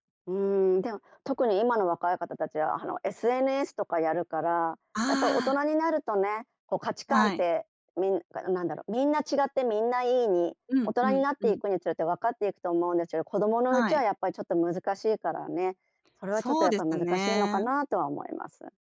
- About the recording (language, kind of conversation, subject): Japanese, podcast, 「ノー」と言うのが苦手なのはなぜだと思いますか？
- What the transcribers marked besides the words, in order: none